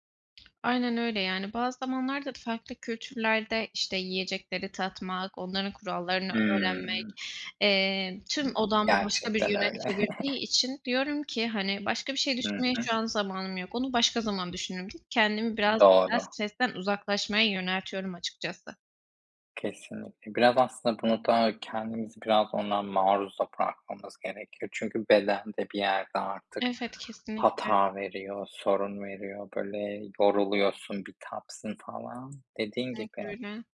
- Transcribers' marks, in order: other background noise; tapping
- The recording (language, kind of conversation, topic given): Turkish, unstructured, Seyahat etmek hayatınızı nasıl etkiledi?
- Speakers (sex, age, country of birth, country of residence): female, 25-29, Turkey, Poland; male, 25-29, Turkey, Spain